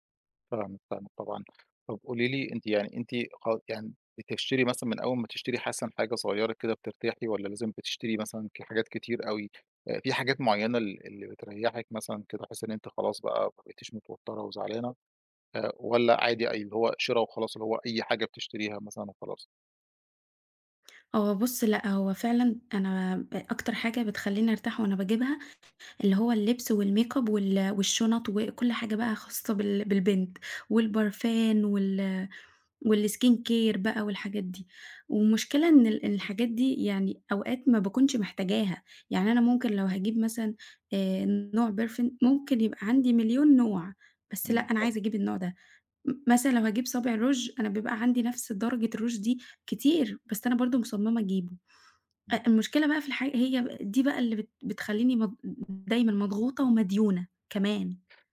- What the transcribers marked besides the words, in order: unintelligible speech; "مثلًا" said as "حثلًا"; other noise; in English: "والmakeup"; in English: "والskincare"; in English: "perfun perfume"; "نوع" said as "perfun"; tapping
- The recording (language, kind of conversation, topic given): Arabic, advice, الإسراف في الشراء كملجأ للتوتر وتكرار الديون